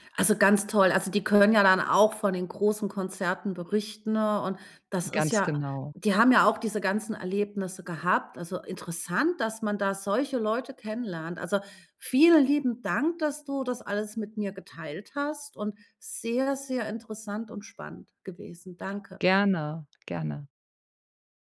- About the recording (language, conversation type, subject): German, podcast, Was macht ein Konzert besonders intim und nahbar?
- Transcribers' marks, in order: none